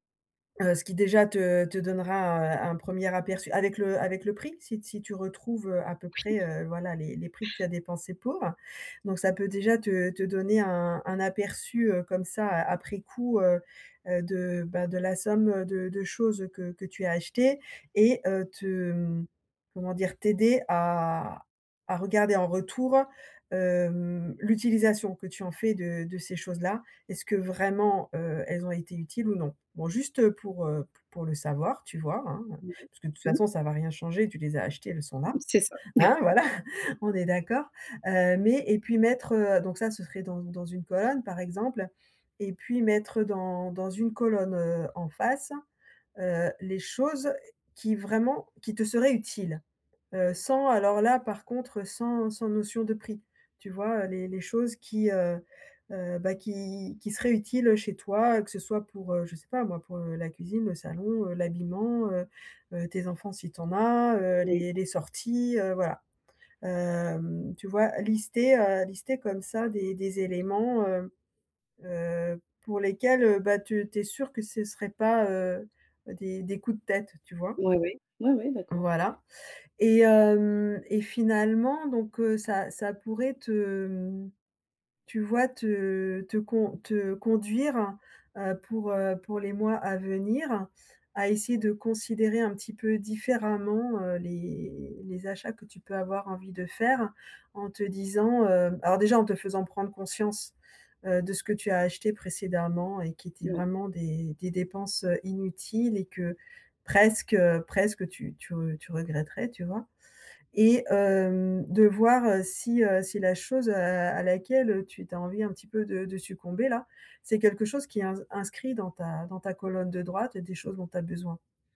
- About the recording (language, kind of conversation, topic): French, advice, Comment puis-je distinguer mes vrais besoins de mes envies d’achats matériels ?
- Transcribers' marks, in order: tapping; stressed: "vraiment"; chuckle